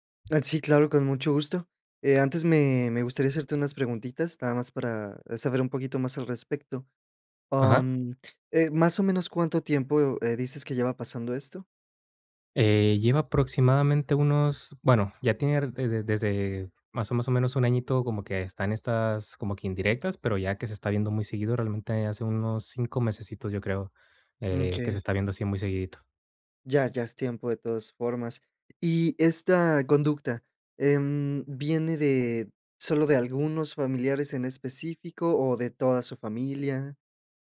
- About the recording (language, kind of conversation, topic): Spanish, advice, ¿Cómo afecta la presión de tu familia política a tu relación o a tus decisiones?
- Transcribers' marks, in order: other background noise; tapping